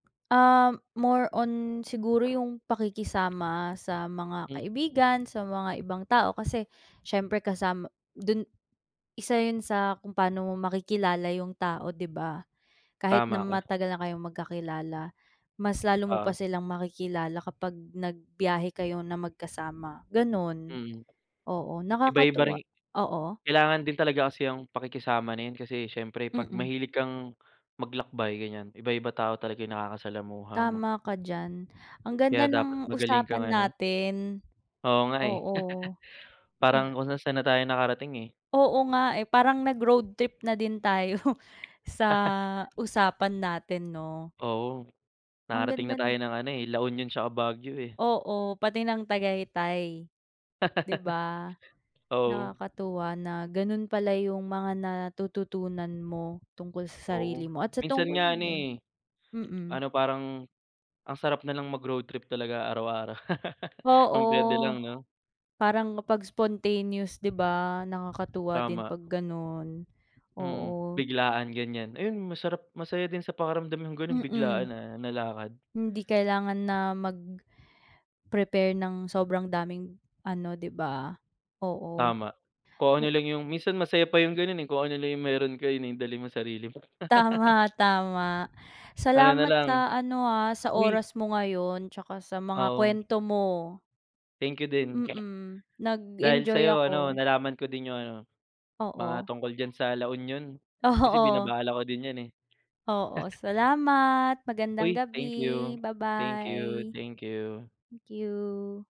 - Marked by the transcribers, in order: other background noise; laugh; laughing while speaking: "tayo"; laugh; laugh; laughing while speaking: "araw-araw"; in English: "spontaneous"; laughing while speaking: "Tama, tama"; laugh; snort; laugh
- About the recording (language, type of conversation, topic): Filipino, unstructured, Ano ang pinakamasayang alaala mo sa isang biyahe sa kalsada?